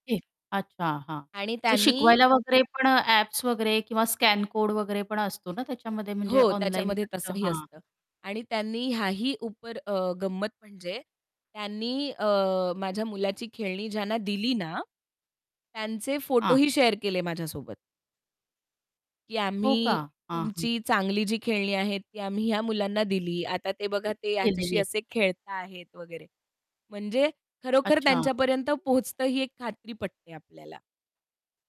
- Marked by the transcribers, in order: unintelligible speech; tapping; other background noise; distorted speech; unintelligible speech; in English: "शेअर"; static
- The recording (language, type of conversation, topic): Marathi, podcast, अनावश्यक वस्तू विकायच्या की दान करायच्या हे तुम्ही कसे ठरवता?